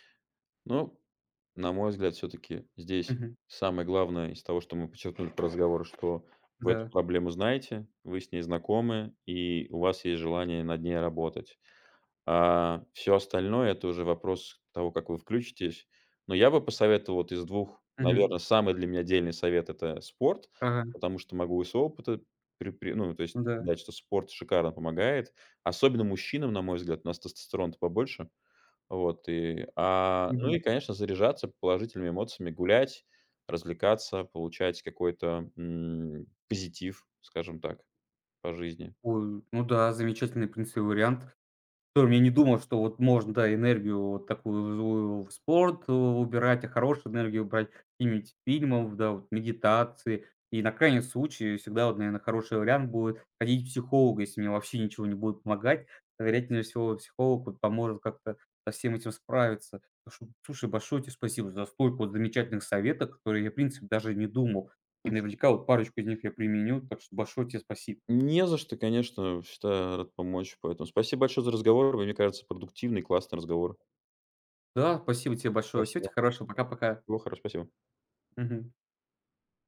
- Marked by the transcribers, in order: other background noise; other noise; tapping
- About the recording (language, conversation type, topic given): Russian, advice, Как вы описали бы ситуацию, когда ставите карьеру выше своих ценностей и из‑за этого теряете смысл?